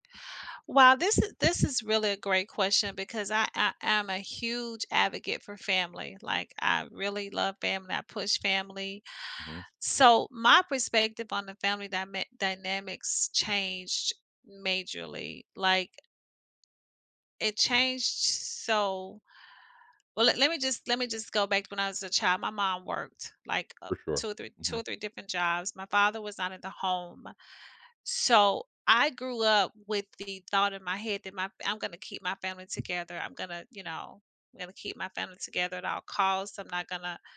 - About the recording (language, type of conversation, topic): English, unstructured, How has your view of family dynamics changed?
- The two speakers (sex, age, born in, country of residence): female, 55-59, United States, United States; male, 60-64, United States, United States
- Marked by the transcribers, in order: tapping